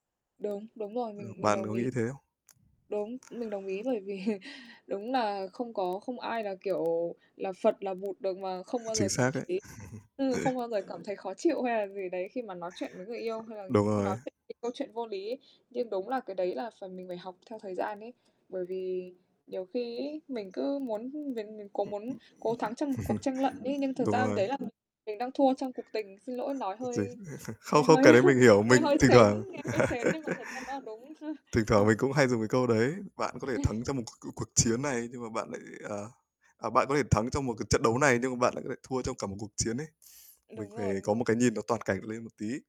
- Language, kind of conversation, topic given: Vietnamese, unstructured, Làm sao để giải quyết mâu thuẫn trong tình cảm một cách hiệu quả?
- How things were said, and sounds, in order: distorted speech; tapping; other background noise; laughing while speaking: "vì"; laugh; other noise; laugh; chuckle; laughing while speaking: "hơi"; laugh; laugh; chuckle